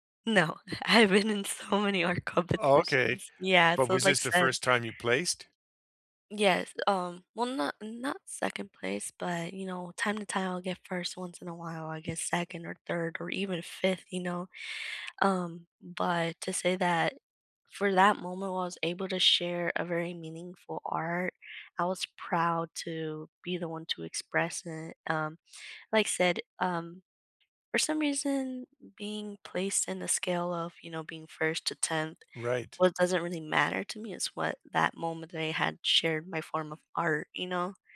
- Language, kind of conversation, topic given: English, unstructured, What’s a recent small win you’re proud to share, and how can we celebrate it together?
- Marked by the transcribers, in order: laughing while speaking: "No. I've been in so many art competitions"